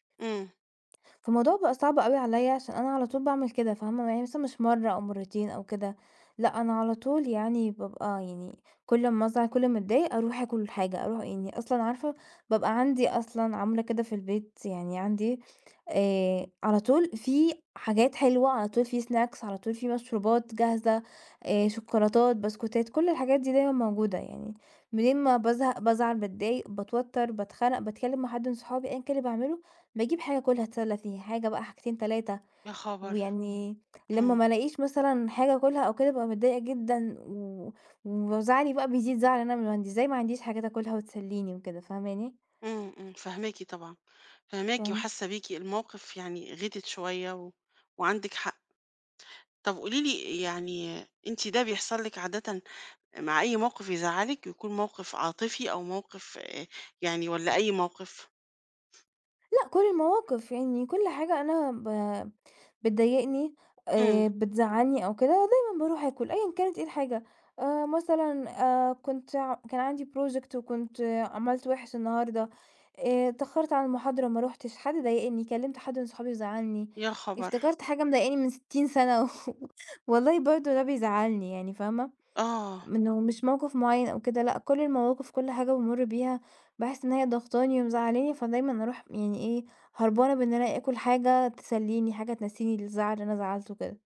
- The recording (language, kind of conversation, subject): Arabic, advice, إزاي بتتعامل مع الأكل العاطفي لما بتكون متوتر أو زعلان؟
- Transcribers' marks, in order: in English: "snacks"; tapping; unintelligible speech; in English: "project"; chuckle